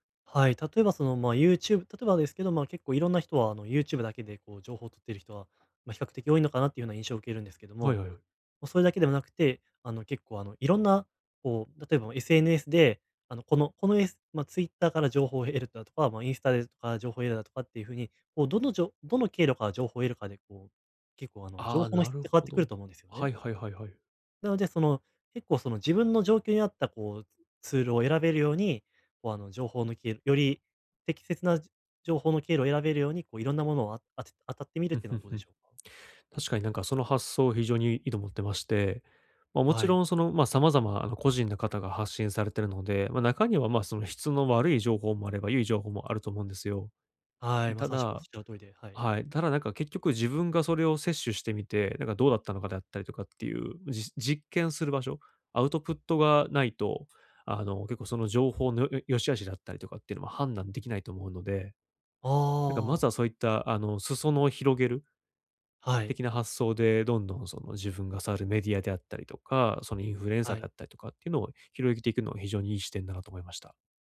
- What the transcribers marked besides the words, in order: none
- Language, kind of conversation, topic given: Japanese, advice, どうすればキャリアの長期目標を明確にできますか？